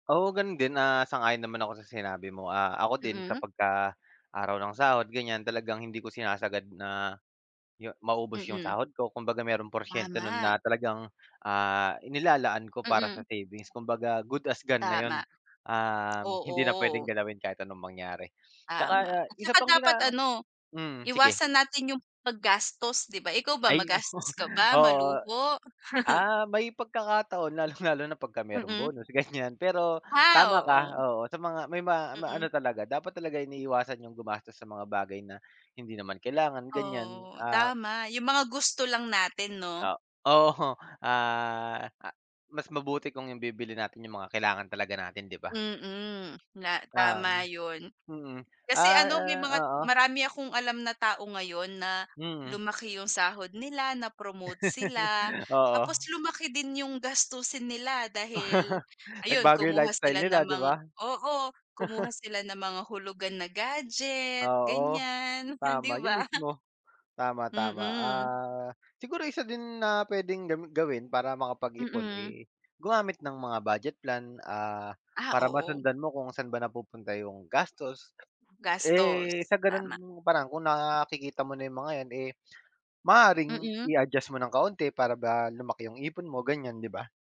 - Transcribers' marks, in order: in English: "good as gone"; tapping; laughing while speaking: "oo"; laugh; other background noise; laughing while speaking: "oo"; laugh; chuckle; chuckle; chuckle
- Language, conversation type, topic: Filipino, unstructured, Paano ka nag-iipon para matupad ang mga pangarap mo sa buhay?